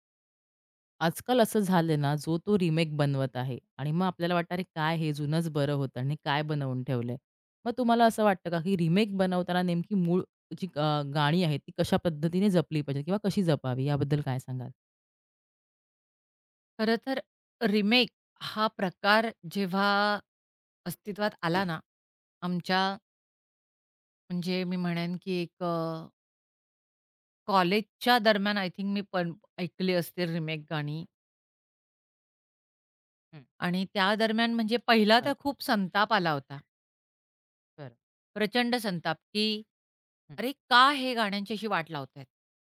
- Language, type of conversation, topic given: Marathi, podcast, रिमेक करताना मूळ कथेचा गाभा कसा जपावा?
- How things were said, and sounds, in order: tapping; other background noise